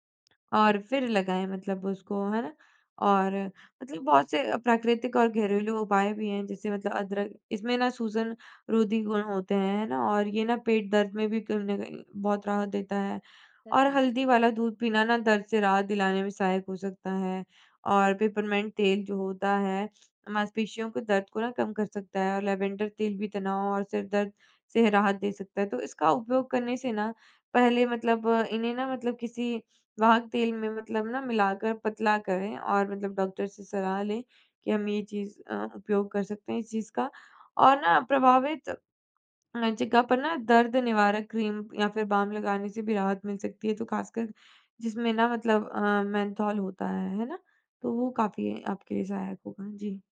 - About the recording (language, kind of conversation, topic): Hindi, podcast, दर्द से निपटने के आपके घरेलू तरीके क्या हैं?
- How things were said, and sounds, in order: tapping; in English: "पिपरमिंट"; in English: "लैवेंडर"; in English: "मेन्थॉल"